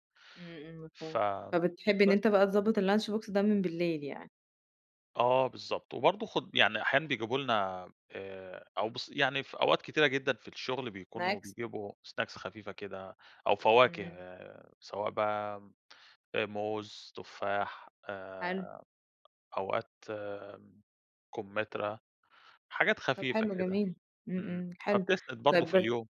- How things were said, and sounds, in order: in English: "الlunch box"; in English: "snacks"; other background noise; in English: "snacks"
- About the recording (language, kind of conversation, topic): Arabic, podcast, إيه الروتين الصباحي اللي يقوّي طاقتك الذهنية والجسدية؟